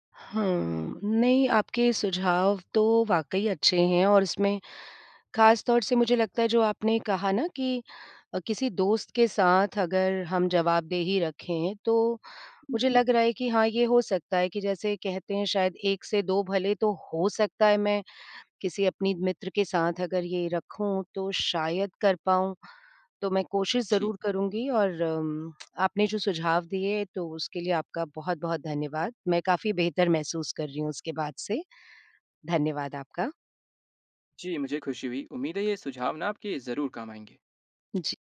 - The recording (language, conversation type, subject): Hindi, advice, रोज़ाना अभ्यास बनाए रखने में आपको किस बात की सबसे ज़्यादा कठिनाई होती है?
- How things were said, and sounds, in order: tsk